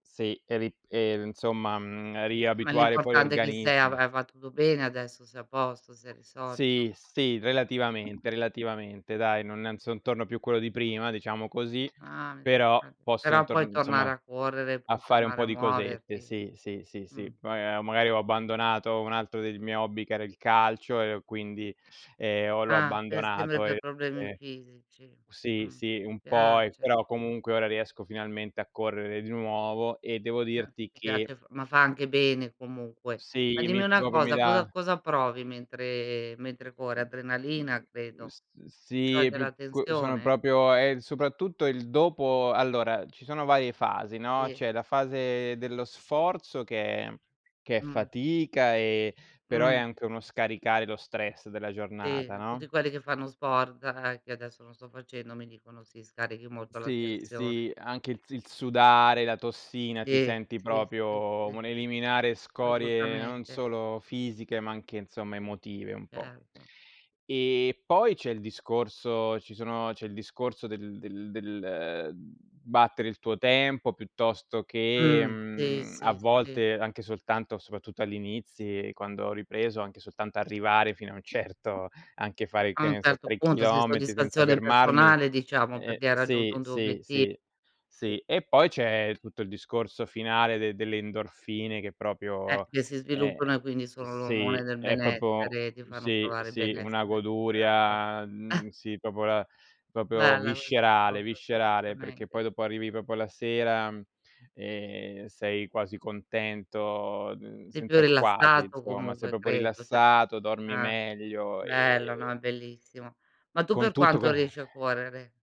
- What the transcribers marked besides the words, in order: other background noise; chuckle; "proprio" said as "propo"; "Assolutamente" said as "solutamente"; laughing while speaking: "certo"; chuckle; "proprio" said as "propio"; "proprio" said as "propio"; "proprio" said as "propio"
- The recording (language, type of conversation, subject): Italian, unstructured, Qual è un hobby che ti fa sentire davvero te stesso?